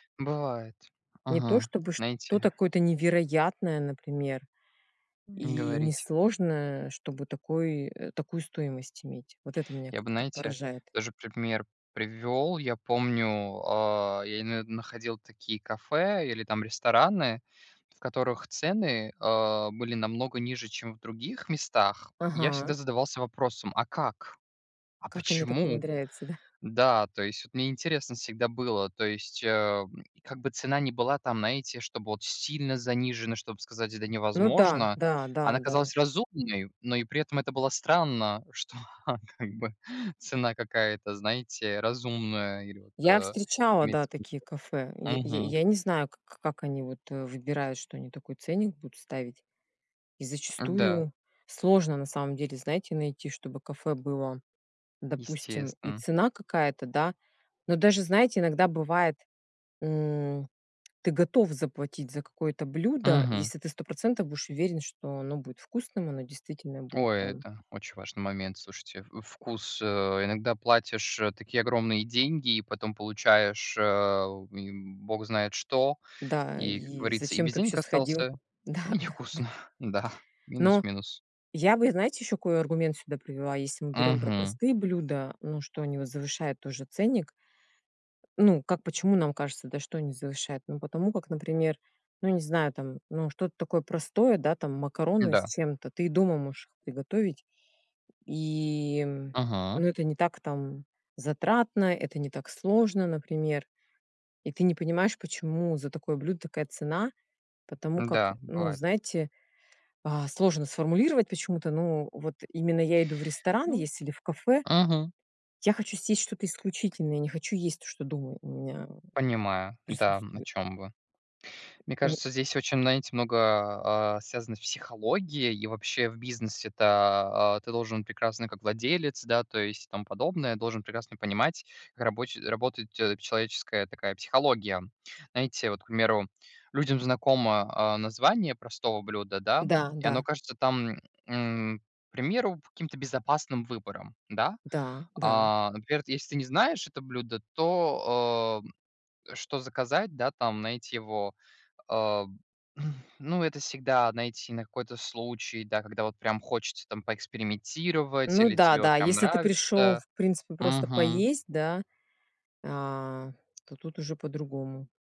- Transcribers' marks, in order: other background noise; laughing while speaking: "что как бы цена какая-то"; laughing while speaking: "Да, да, да"; laughing while speaking: "и невкусно, да"; tapping; blowing
- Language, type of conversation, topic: Russian, unstructured, Зачем некоторые кафе завышают цены на простые блюда?